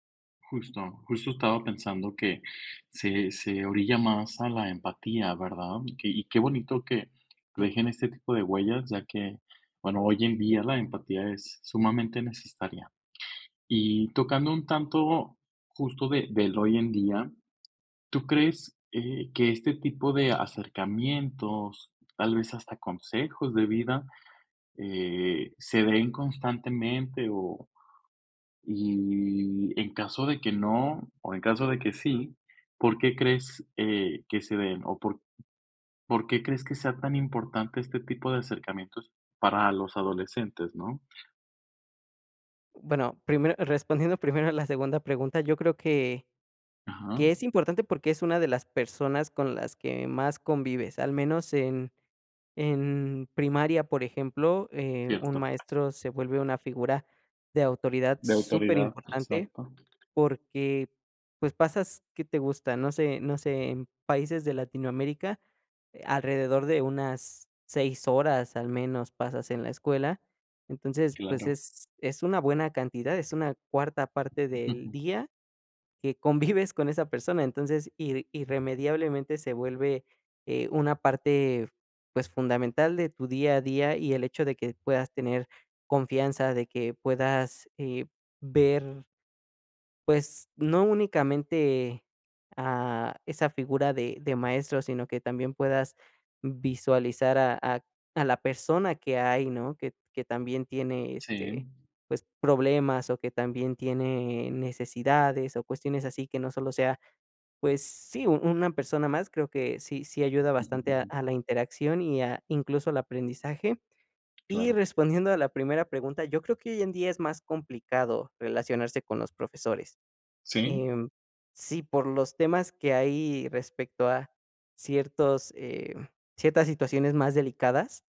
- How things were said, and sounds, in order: tapping; other background noise; chuckle; laughing while speaking: "convives"; chuckle
- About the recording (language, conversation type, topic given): Spanish, podcast, ¿Qué impacto tuvo en tu vida algún profesor que recuerdes?